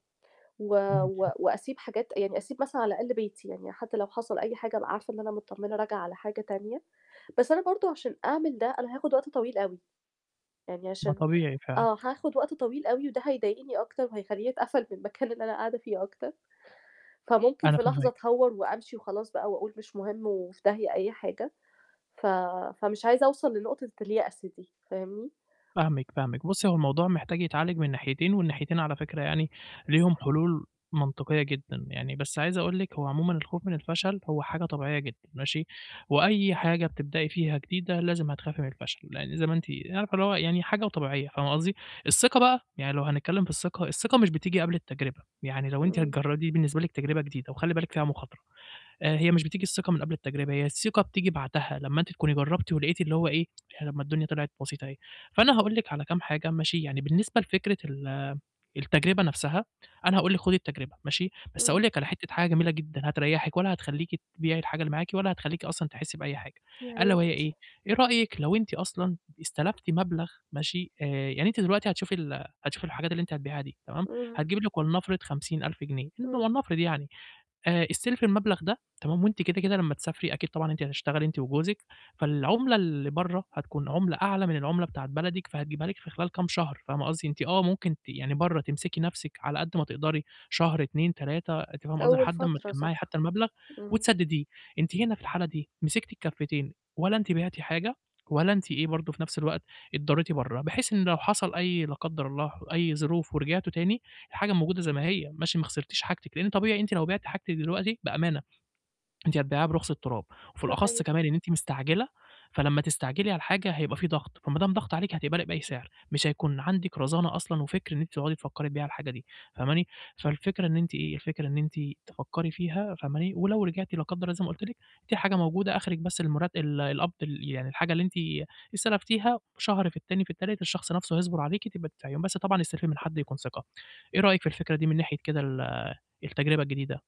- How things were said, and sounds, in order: static; distorted speech; tapping; unintelligible speech
- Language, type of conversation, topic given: Arabic, advice, إزاي أتعامل مع خوف الفشل وأنا عايز/عايزة أجرب حاجة جديدة؟